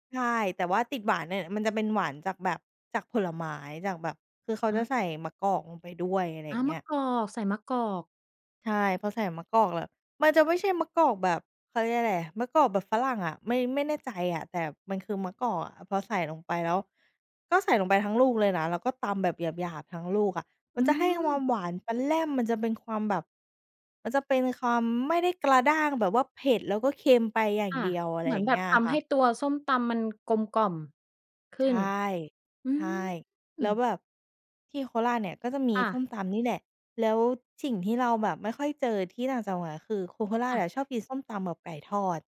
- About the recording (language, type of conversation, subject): Thai, podcast, อาหารบ้านเกิดที่คุณคิดถึงที่สุดคืออะไร?
- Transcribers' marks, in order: other background noise